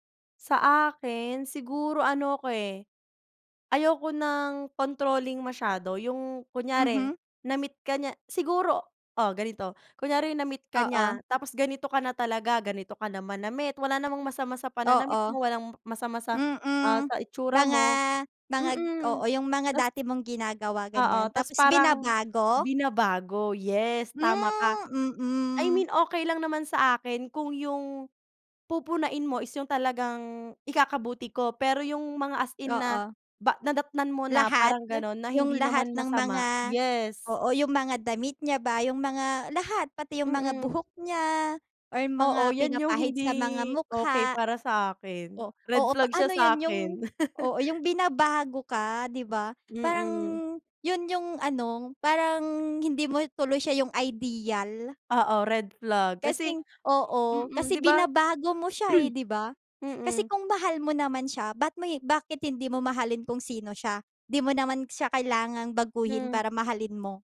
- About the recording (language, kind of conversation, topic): Filipino, unstructured, Paano mo malalaman kung handa ka na sa isang relasyon, at ano ang pinakamahalagang katangian na hinahanap mo sa isang kapareha?
- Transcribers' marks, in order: other background noise; laugh; throat clearing